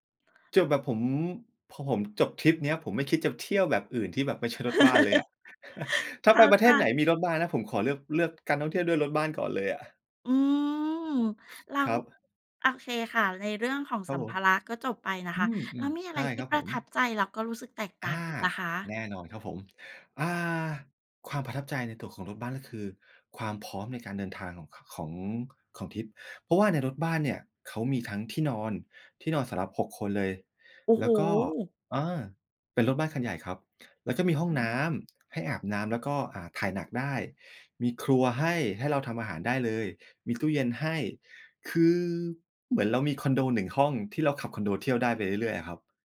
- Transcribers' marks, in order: chuckle; drawn out: "อืม"; other background noise; tapping
- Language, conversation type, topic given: Thai, podcast, คุณช่วยเล่าเรื่องการเดินทางที่เปลี่ยนชีวิตให้ฟังหน่อยได้ไหม?